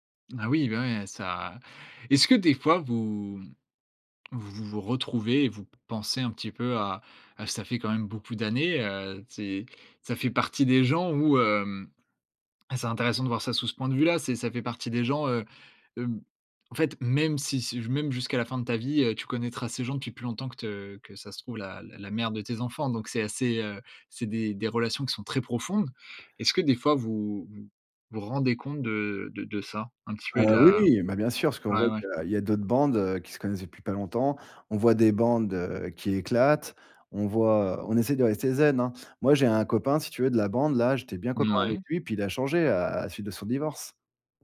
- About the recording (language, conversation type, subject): French, podcast, Comment as-tu trouvé ta tribu pour la première fois ?
- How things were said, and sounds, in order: other background noise; tapping